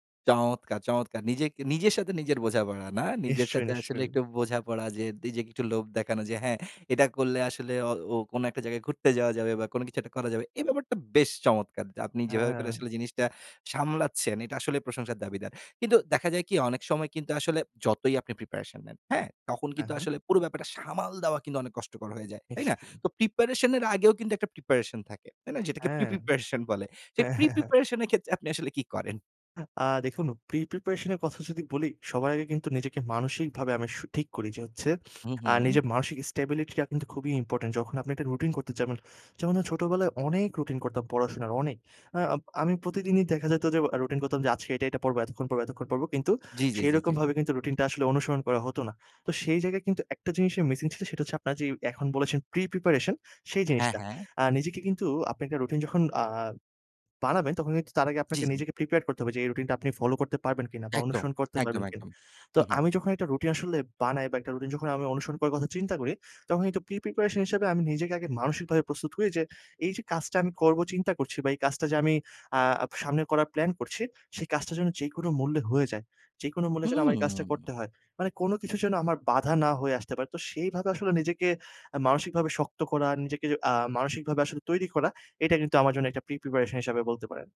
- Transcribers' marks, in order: laughing while speaking: "হ্যাঁ, হ্যাঁ, হ্যাঁ"; sniff
- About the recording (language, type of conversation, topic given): Bengali, podcast, অনিচ্ছা থাকলেও রুটিন বজায় রাখতে তোমার কৌশল কী?